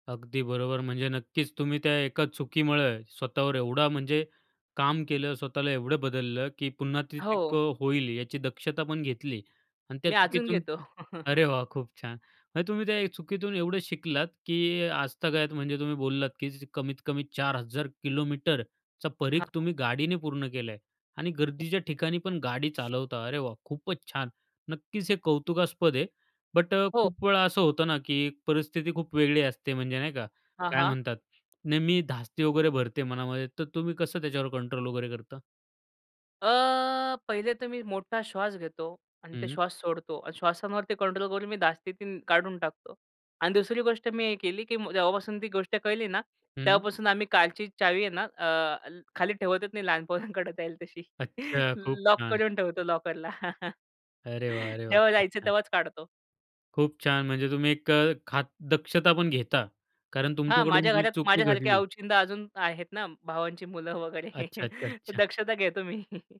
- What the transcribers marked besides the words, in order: joyful: "अरे वाह! खूप छान"; chuckle; other noise; other background noise; laughing while speaking: "पोरांकडं जाईल तशी"; chuckle; laughing while speaking: "भावांची मुलं वगैरे. तर दक्षता घेतो मी"; chuckle
- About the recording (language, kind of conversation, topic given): Marathi, podcast, चूक झाली तर त्यातून कशी शिकलात?